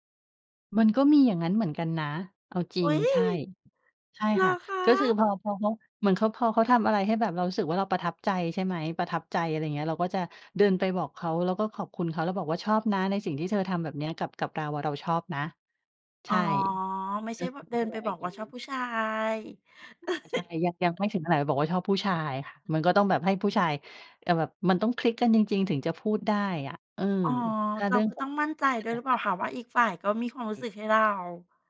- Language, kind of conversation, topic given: Thai, podcast, ครอบครัวของคุณแสดงความรักต่อคุณอย่างไรตอนคุณยังเป็นเด็ก?
- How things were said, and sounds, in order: surprised: "อุ๊ย ! เหรอคะ ?"; chuckle